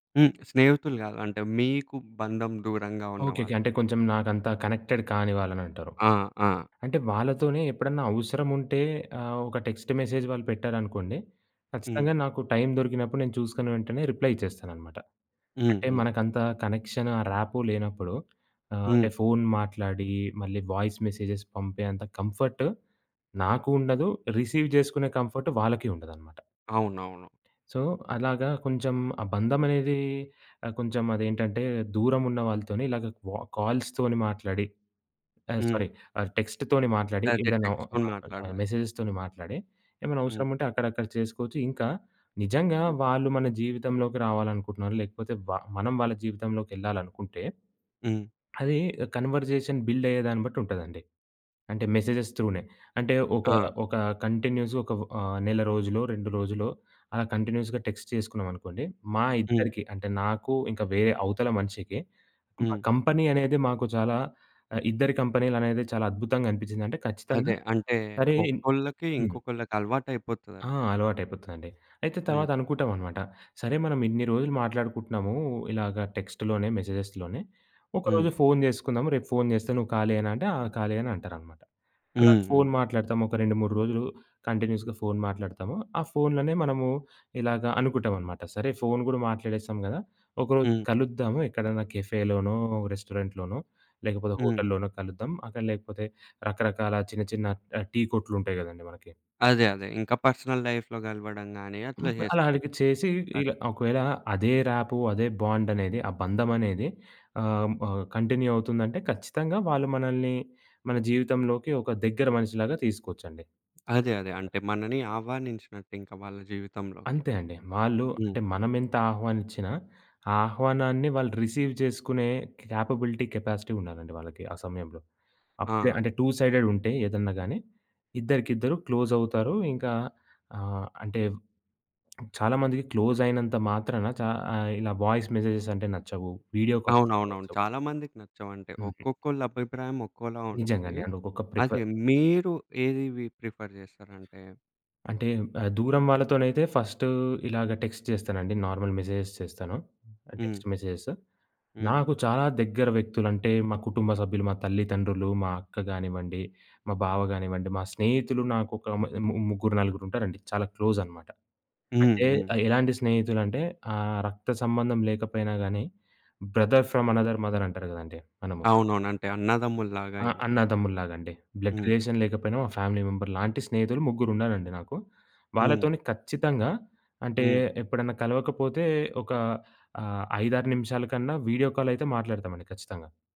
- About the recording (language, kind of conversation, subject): Telugu, podcast, టెక్స్ట్ vs వాయిస్ — ఎప్పుడు ఏదాన్ని ఎంచుకుంటారు?
- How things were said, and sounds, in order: tapping; in English: "కనెక్టెడ్"; in English: "టెక్స్ట్ మెసేజ్"; in English: "రిప్లై"; in English: "రాపో"; in English: "వాయిస్ మెసేజెస్"; in English: "కంఫర్ట్"; in English: "రిసీవ్"; in English: "కంఫర్ట్"; other background noise; in English: "సో"; in English: "కాల్స్"; in English: "సారీ"; in English: "టెక్స్ట్"; in English: "నార్మల్"; in English: "టెక్స్ట్‌లోని"; in English: "మెసేజెస్"; in English: "కన్వర్సేషన్ బిల్డ్"; in English: "మెసేజెస్ త్రూ‌నే"; in English: "కంటిన్యూయస్‌గా"; in English: "కంటిన్యూయస్‌గా టెక్స్ట్"; in English: "కంపెనీ"; in English: "టెక్స్ట్‌లోనే, మెసేజెస్‌లోనే"; in English: "కంటిన్యూయస్‌గా"; in English: "కెఫేలోనో, రెస్టారెంట్‌లోనో"; in English: "పర్సనల్ లైఫ్‌లో"; in English: "రాపో"; in English: "కంటిన్యూ"; in English: "రిసీవ్"; in English: "కేపబిలిటీ, కెపాసిటీ"; in English: "టూ"; in English: "వాయిస్ మెసేజెస్"; in English: "వీడియో కాల్స్"; in English: "అండ్"; in English: "ప్రిఫర్"; in English: "ప్రిఫర్"; in English: "టెక్స్ట్"; in English: "నార్మల్ మెసేజెస్"; in English: "టెక్స్ట్ మెసేజెస్"; in English: "బ్రదర్ ఫ్రమ్ అనోథర్ మదర్"; in English: "బ్లడ్ రిలేషన్"; in English: "ఫ్యామిలీ మెంబర్"